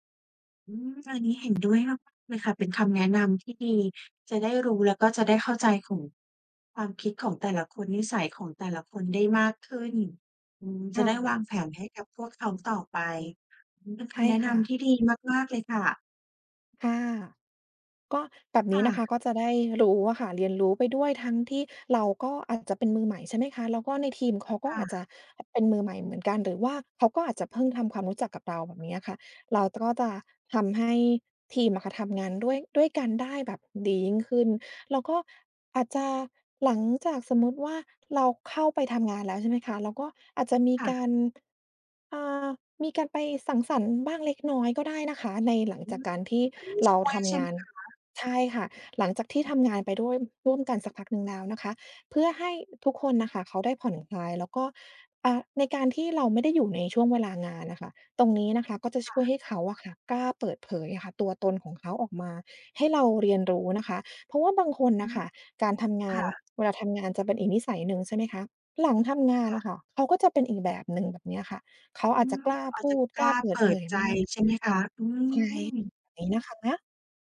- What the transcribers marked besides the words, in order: other background noise
- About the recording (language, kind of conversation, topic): Thai, advice, เริ่มงานใหม่แล้วกลัวปรับตัวไม่ทัน